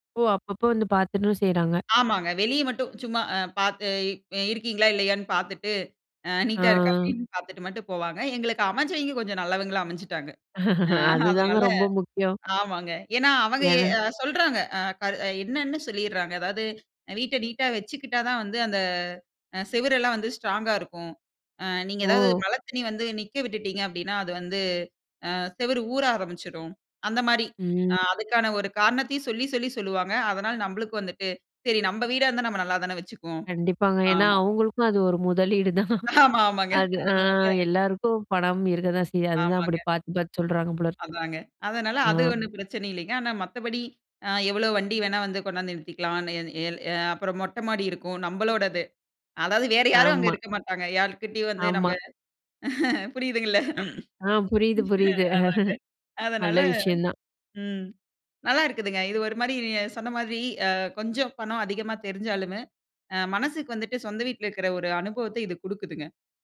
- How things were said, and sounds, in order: other background noise; laugh; "சுவர்" said as "செவுரு"; other noise; chuckle; laughing while speaking: "புரியுதுங்கல்ல. அதாங்க"; chuckle
- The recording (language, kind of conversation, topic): Tamil, podcast, வீடு வாங்கலாமா அல்லது வாடகை வீட்டிலேயே தொடரலாமா என்று முடிவெடுப்பது எப்படி?
- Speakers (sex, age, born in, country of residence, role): female, 25-29, India, India, guest; female, 25-29, India, India, host